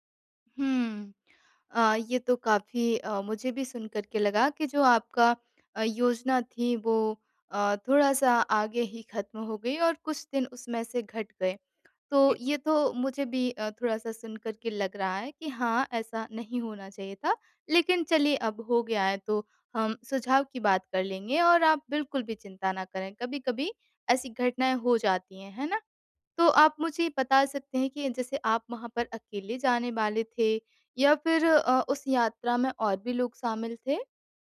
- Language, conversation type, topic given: Hindi, advice, योजना बदलना और अनिश्चितता से निपटना
- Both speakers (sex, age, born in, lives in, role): female, 25-29, India, India, advisor; male, 25-29, India, India, user
- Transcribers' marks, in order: none